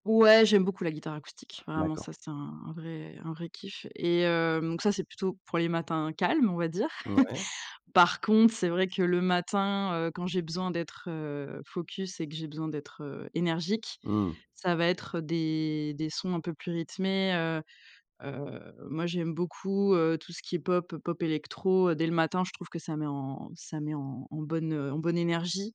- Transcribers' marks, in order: in English: "focus"
- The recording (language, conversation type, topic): French, podcast, Comment la musique influence-t-elle tes journées ou ton humeur ?